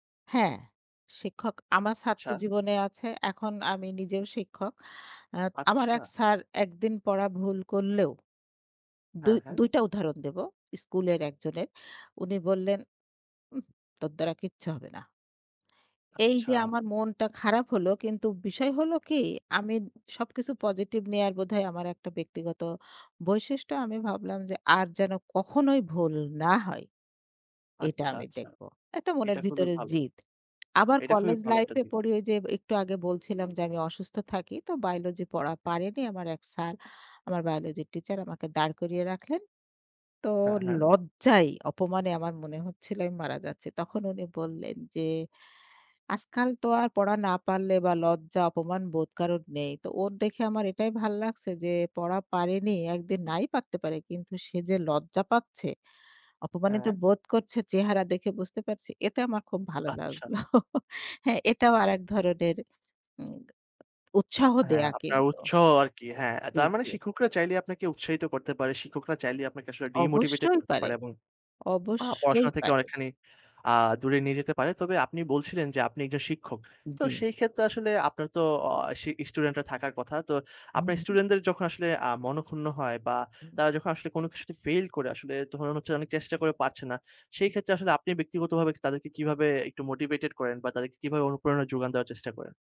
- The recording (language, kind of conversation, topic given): Bengali, podcast, ভালো শিক্ষক কীভাবে একজন শিক্ষার্থীর পড়াশোনায় ইতিবাচক পরিবর্তন আনতে পারেন?
- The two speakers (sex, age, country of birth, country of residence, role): female, 55-59, Bangladesh, Bangladesh, guest; male, 50-54, Bangladesh, Bangladesh, host
- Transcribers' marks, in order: put-on voice: "উহ! তোর দ্বারা কিচ্ছু হবে না!"; anticipating: "আর যেন কখনোই ভুল না হয়। এটা আমি দেখব"; tapping; stressed: "লজ্জায়"; chuckle; anticipating: "অবশ্যই পারে, অবশ্যই পারে"; in English: "ডিমোটিভেটেড"; "তখন" said as "তখনন"; in English: "মোটিভেটেড"